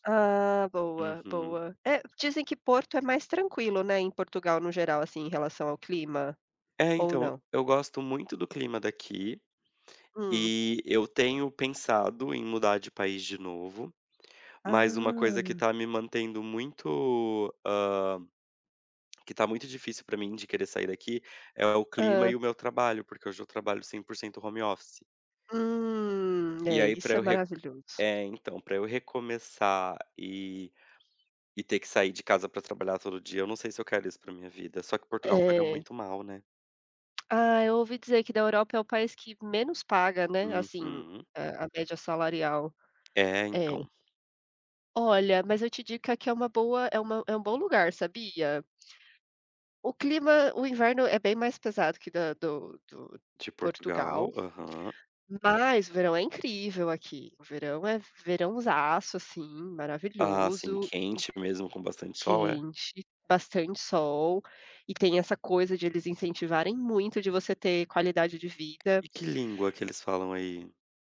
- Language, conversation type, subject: Portuguese, unstructured, Como você equilibra trabalho e lazer no seu dia?
- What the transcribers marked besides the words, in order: drawn out: "Hum"; tapping